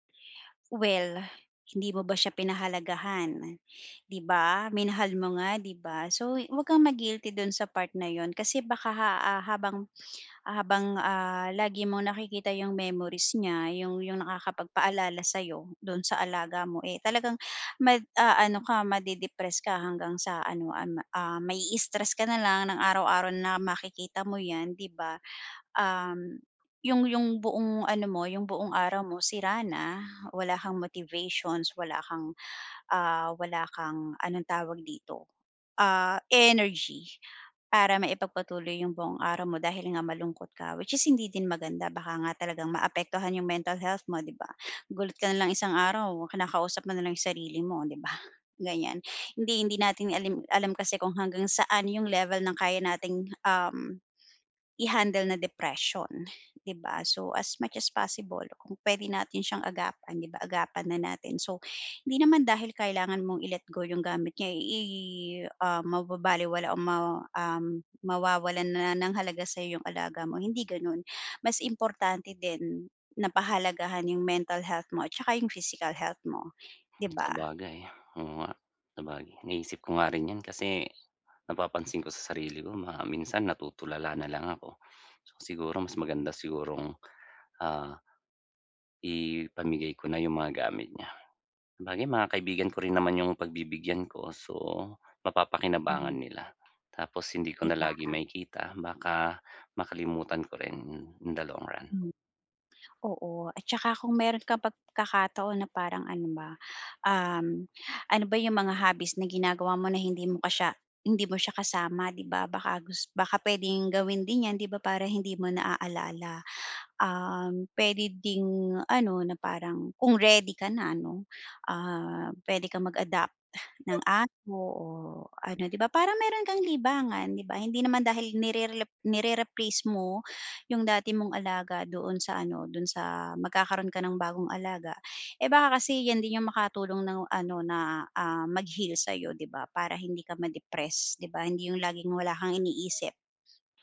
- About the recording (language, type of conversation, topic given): Filipino, advice, Paano ako haharap sa biglaang pakiramdam ng pangungulila?
- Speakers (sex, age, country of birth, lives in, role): female, 40-44, Philippines, Philippines, advisor; male, 35-39, Philippines, Philippines, user
- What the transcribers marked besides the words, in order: tapping; other noise